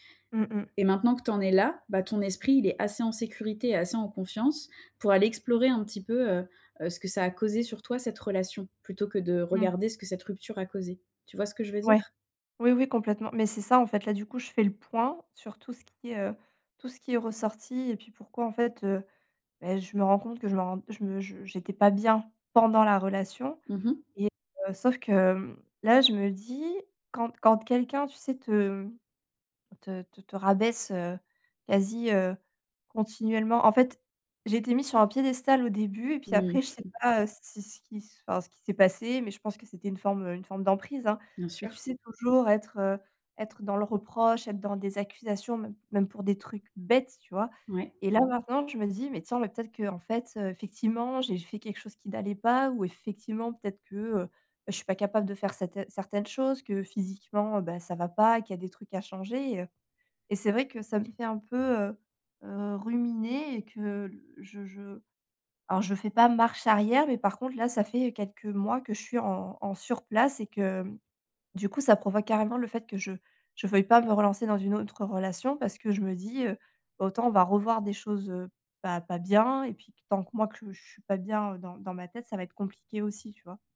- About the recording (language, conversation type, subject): French, advice, Comment retrouver confiance en moi après une rupture émotionnelle ?
- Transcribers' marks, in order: stressed: "bien"; chuckle; tapping